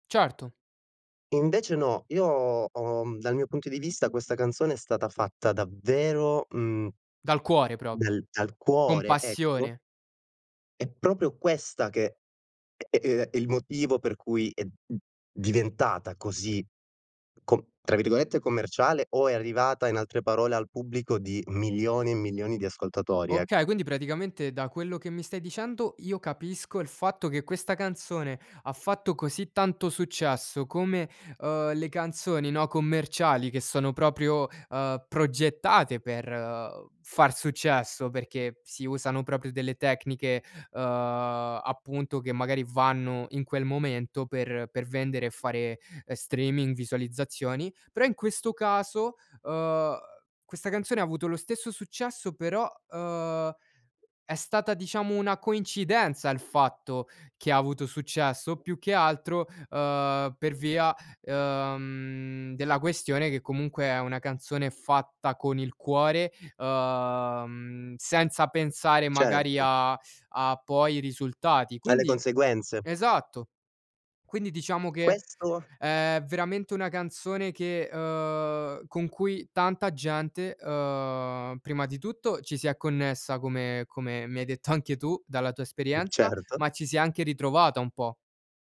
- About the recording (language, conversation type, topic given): Italian, podcast, Quale canzone ti fa sentire a casa?
- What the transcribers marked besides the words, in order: "proprio" said as "propio"; other background noise; "proprio" said as "propio"; laughing while speaking: "anche"; laughing while speaking: "certo"